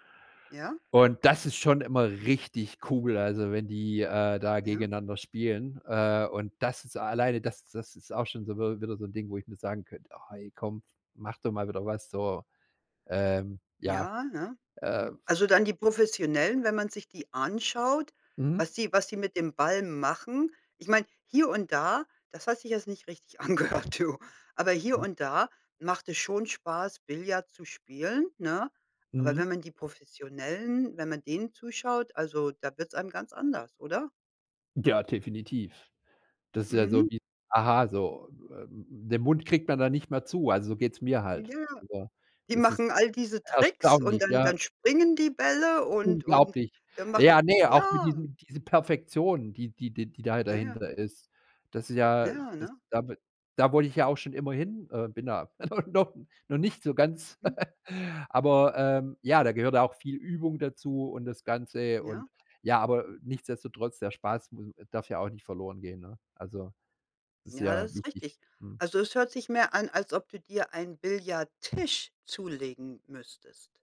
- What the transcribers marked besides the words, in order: stressed: "richtig"; laughing while speaking: "richtig angehört"; laughing while speaking: "noch"; chuckle; stressed: "Billardtisch"
- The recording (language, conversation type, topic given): German, podcast, Was ist das Schönste daran, ein altes Hobby neu zu entdecken?